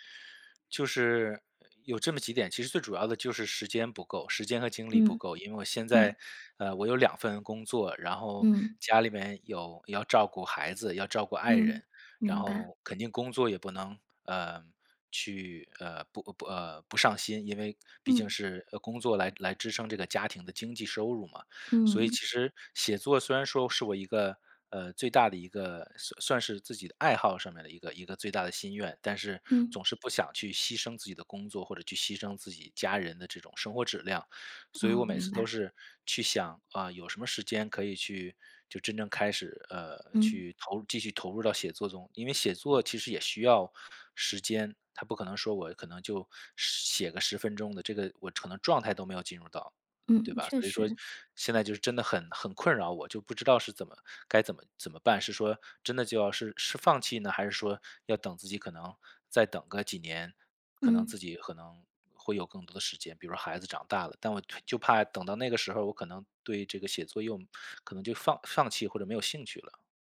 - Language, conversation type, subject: Chinese, advice, 为什么我的创作计划总是被拖延和打断？
- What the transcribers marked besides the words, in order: other background noise; tapping